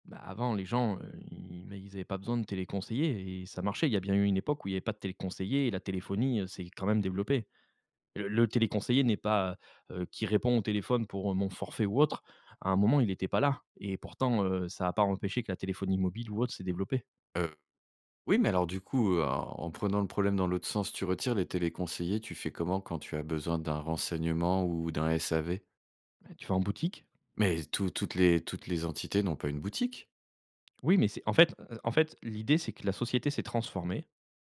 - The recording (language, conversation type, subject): French, podcast, Comment intègres-tu le sens et l’argent dans tes choix ?
- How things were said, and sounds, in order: none